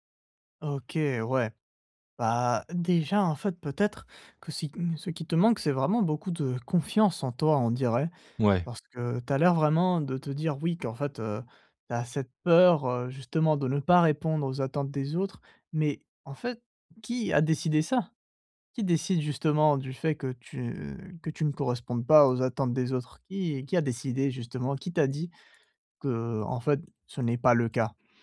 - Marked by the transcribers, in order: none
- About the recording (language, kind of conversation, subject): French, advice, Comment puis-je initier de nouvelles relations sans avoir peur d’être rejeté ?